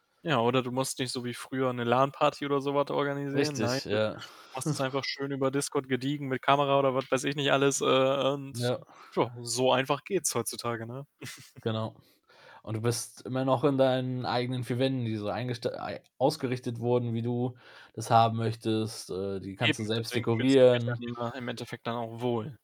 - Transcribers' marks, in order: static; other background noise; distorted speech; chuckle; chuckle; unintelligible speech
- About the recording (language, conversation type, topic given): German, unstructured, Wie stellst du dir die Zukunft der Kommunikation vor?